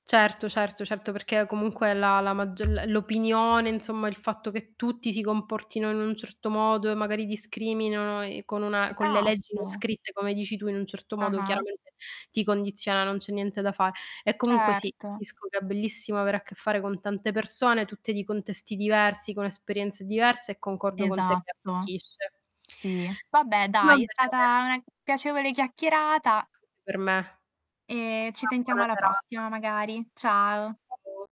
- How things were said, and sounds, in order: static; tapping; distorted speech; other background noise; unintelligible speech
- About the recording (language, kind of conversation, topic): Italian, unstructured, Come può la diversità arricchire una comunità?